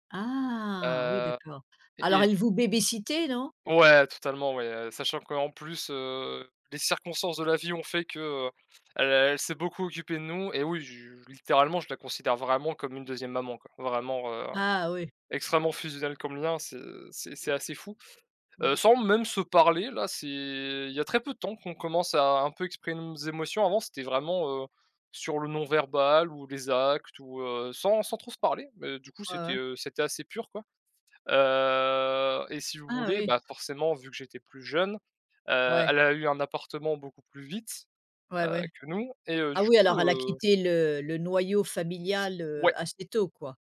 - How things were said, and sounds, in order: drawn out: "Heu"
- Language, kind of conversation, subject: French, unstructured, Quels souvenirs d’enfance te rendent encore nostalgique aujourd’hui ?